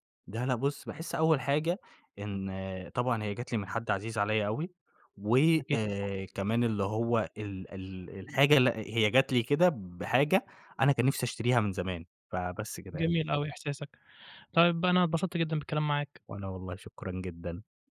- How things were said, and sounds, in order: none
- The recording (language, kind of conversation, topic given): Arabic, podcast, إيه حكاية أغلى قطعة عندك لحد دلوقتي؟